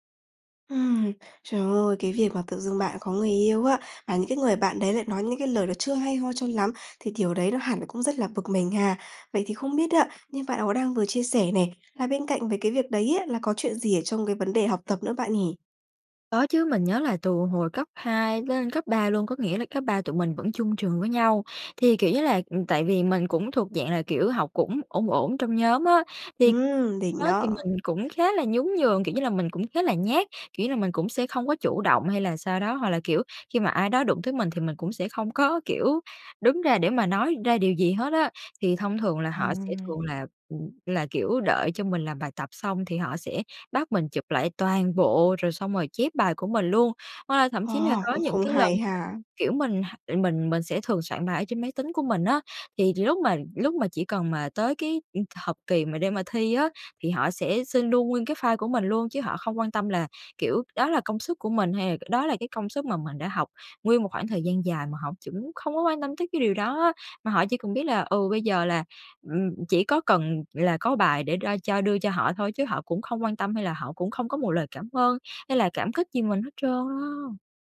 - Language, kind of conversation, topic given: Vietnamese, advice, Làm sao để chấm dứt một tình bạn độc hại mà không sợ bị cô lập?
- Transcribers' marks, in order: tapping; other background noise; laughing while speaking: "có"